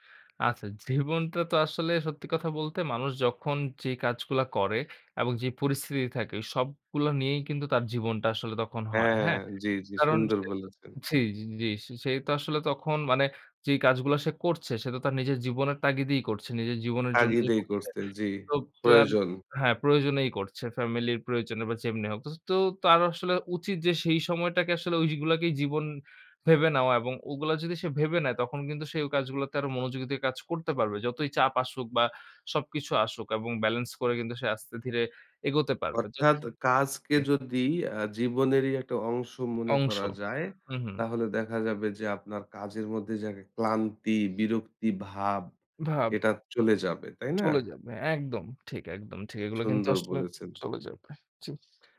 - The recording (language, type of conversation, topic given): Bengali, podcast, আপনি কাজ ও ব্যক্তিগত জীবনের ভারসাম্য কীভাবে বজায় রাখেন?
- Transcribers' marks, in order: other background noise